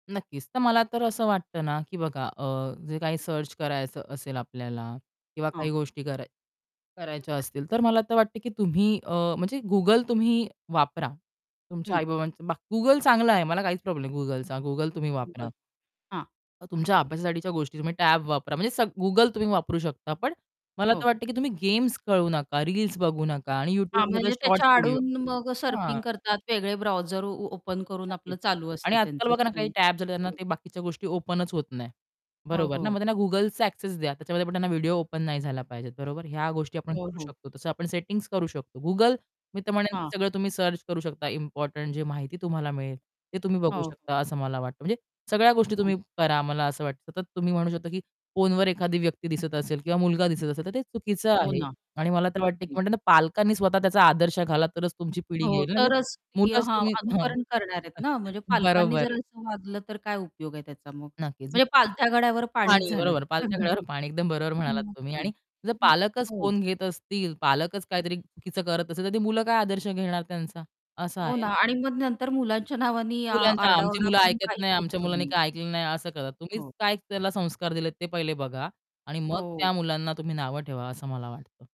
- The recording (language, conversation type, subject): Marathi, podcast, घरी टीव्ही किंवा फोन वापरण्याबाबत तुमच्या घरात कोणते नियम आहेत?
- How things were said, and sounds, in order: in English: "सर्च"; tapping; static; other background noise; distorted speech; in English: "सर्फिंग"; in English: "ब्राऊझर"; in English: "ओपन"; in English: "ओपनच"; in English: "एक्सेस"; in English: "ओपन"; in English: "सर्च"; chuckle; unintelligible speech